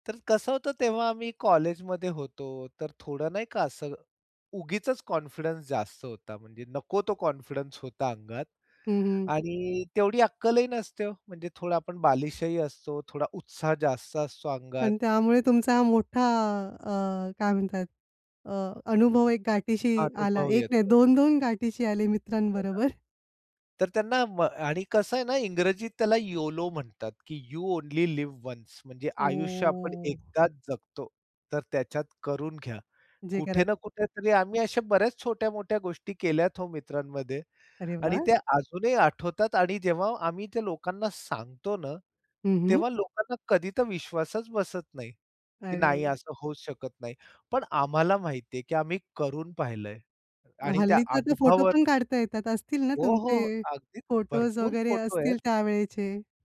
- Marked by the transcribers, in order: in English: "कॉन्फिडन्स"; in English: "कॉन्फिडन्स"; other background noise; chuckle; in English: "यू ओन्ली लिव्ह वन्स"; drawn out: "ओ"
- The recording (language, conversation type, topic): Marathi, podcast, तुमच्या आयुष्यातली सर्वात अविस्मरणीय साहसकथा कोणती आहे?